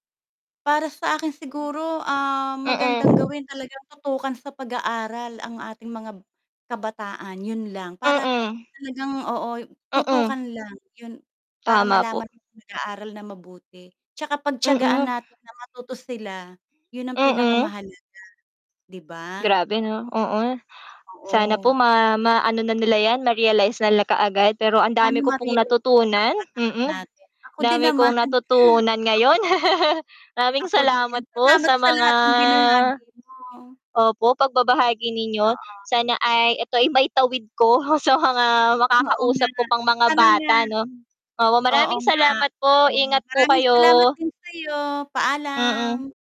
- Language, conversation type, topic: Filipino, unstructured, Paano mo ipaliliwanag kung bakit mahalaga ang edukasyon para sa lahat?
- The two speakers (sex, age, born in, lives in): female, 25-29, Philippines, Philippines; female, 45-49, Philippines, Philippines
- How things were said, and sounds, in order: tapping; distorted speech; static; other background noise; laugh